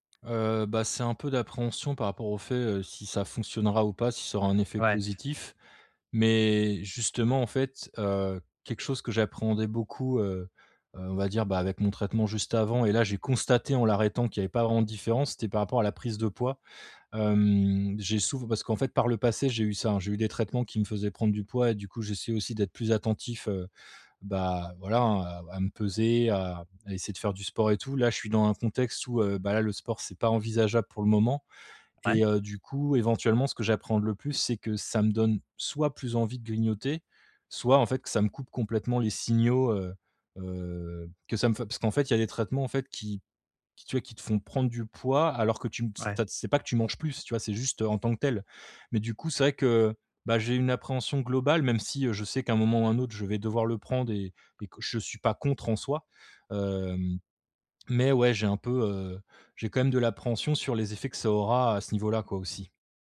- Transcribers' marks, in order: tapping
- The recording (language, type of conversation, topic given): French, advice, Comment savoir si j’ai vraiment faim ou si c’est juste une envie passagère de grignoter ?